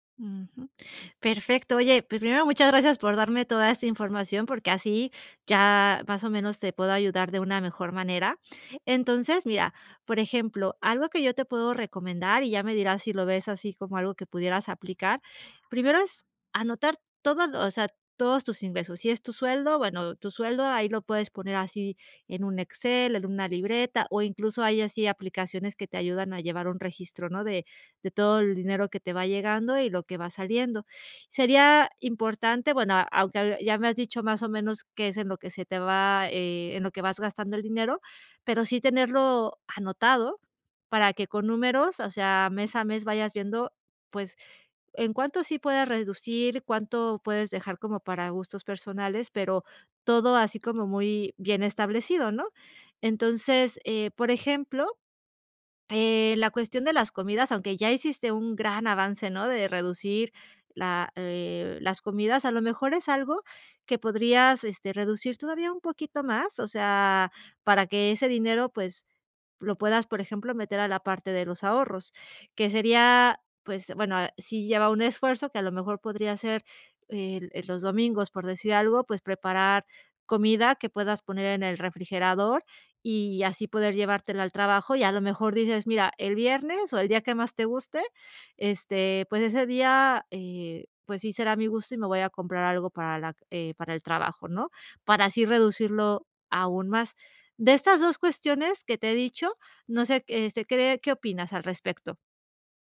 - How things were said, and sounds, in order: other background noise; tapping
- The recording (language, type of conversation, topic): Spanish, advice, ¿Por qué no logro ahorrar nada aunque reduzco gastos?
- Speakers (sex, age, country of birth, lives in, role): female, 40-44, Mexico, Spain, advisor; male, 30-34, Mexico, Mexico, user